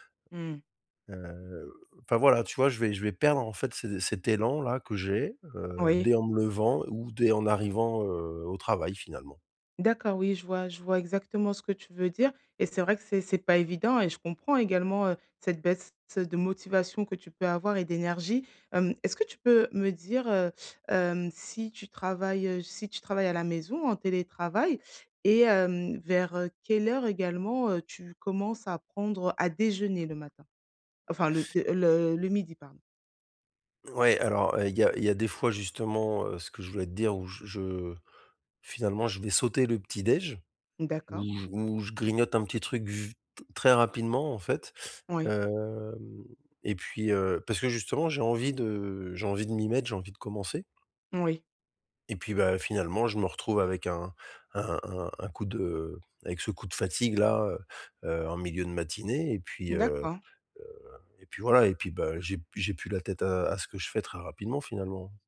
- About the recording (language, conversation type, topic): French, advice, Comment garder mon énergie et ma motivation tout au long de la journée ?
- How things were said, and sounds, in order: tapping